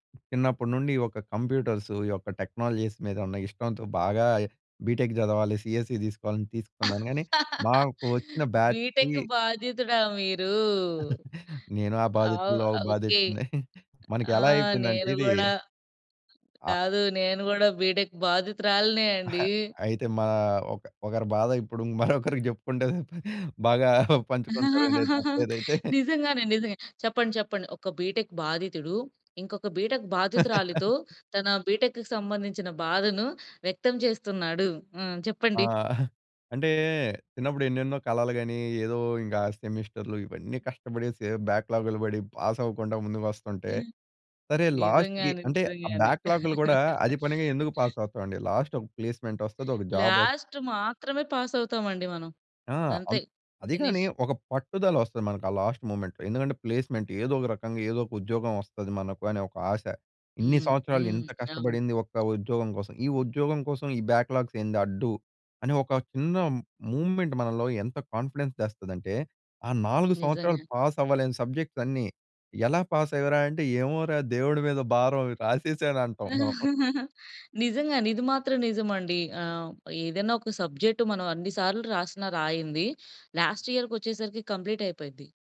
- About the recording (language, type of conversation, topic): Telugu, podcast, మీ కొత్త ఉద్యోగం మొదటి రోజు మీకు ఎలా అనిపించింది?
- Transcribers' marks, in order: in English: "టెక్నాలజీస్"; in English: "బీటెక్"; in English: "సీఎస్సీ"; laughing while speaking: "బీటెక్ బాధితుడా మీరు?"; in English: "బీటెక్"; other background noise; chuckle; laughing while speaking: "బాధితుడనే"; stressed: "బాధితురాలినే అండి"; laughing while speaking: "మరొకరికి చెప్పుకుంటే పదా బాగా పంచుకుంటారండి. తప్పులేదైతే"; giggle; in English: "బీటెక్"; in English: "బీటెక్"; laugh; in English: "బీటెక్‌కి"; chuckle; in English: "సెమిస్టర్‌లు"; in English: "బ్యాక్‌లాగ్‌లు"; in English: "పాస్"; in English: "లాస్ట్‌కి"; chuckle; in English: "బ్యాక్‌లాగ్‌లు"; in English: "పాస్"; in English: "లాస్ట్"; laugh; in English: "ప్లేస్మెంట్"; in English: "జాబ్"; in English: "లాస్ట్"; in English: "పాస్"; in English: "ఫినిష్"; in English: "లాస్ట్ మూమెంట్‌లో"; in English: "ప్లేస్మెంట్"; in English: "బ్యాక్‌లాగ్స్"; in English: "మూమెంట్"; in English: "కాన్ఫిడెన్స్"; in English: "పాస్"; in English: "సబ్జెక్ట్స్"; in English: "పాస్"; laughing while speaking: "రాసేసాను అంటాం మనం"; giggle; in English: "సబ్జెక్ట్"; in English: "లాస్ట్ ఇయర్‌కి"; in English: "కంప్లీట్"